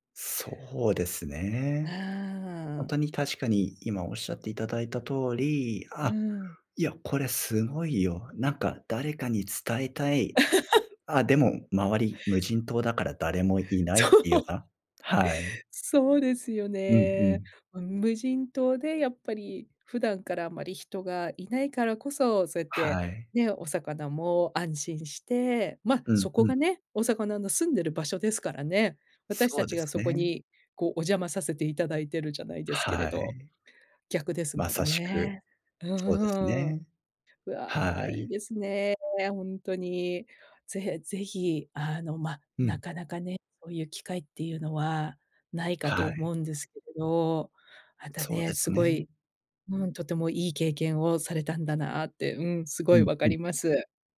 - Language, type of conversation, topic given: Japanese, podcast, 忘れられない景色を一つだけ挙げるとしたら？
- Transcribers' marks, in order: laugh; laughing while speaking: "そう"